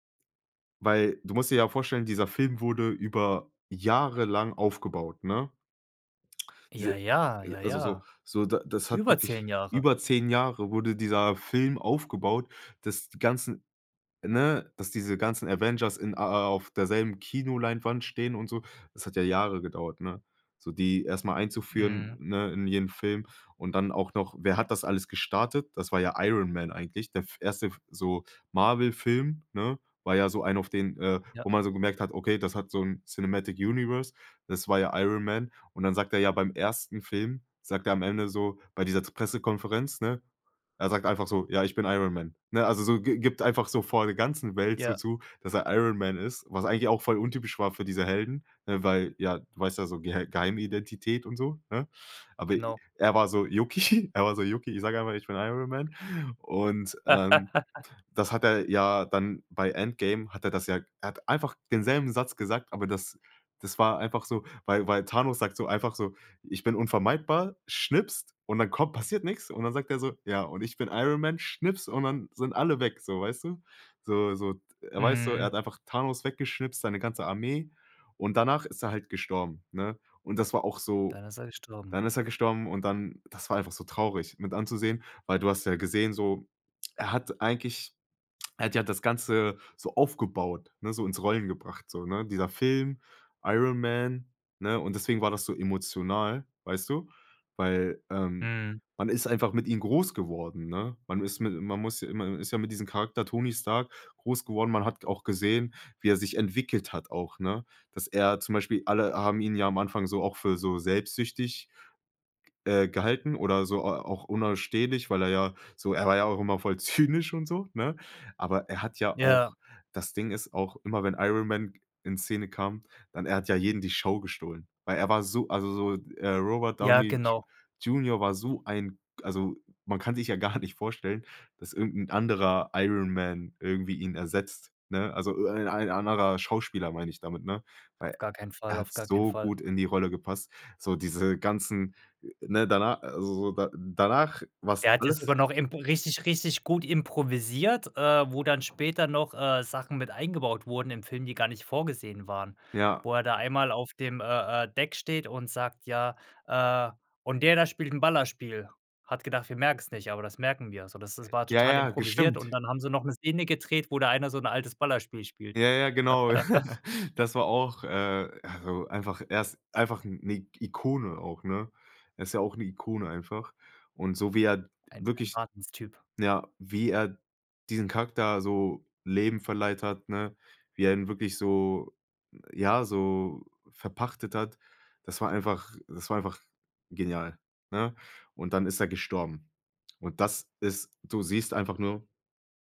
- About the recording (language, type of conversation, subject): German, podcast, Welche Filmszene kannst du nie vergessen, und warum?
- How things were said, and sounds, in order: lip smack; stressed: "Über"; in English: "Cinematic Universe"; laughing while speaking: "yucki"; laugh; other background noise; lip smack; laughing while speaking: "zynisch und so"; chuckle; laugh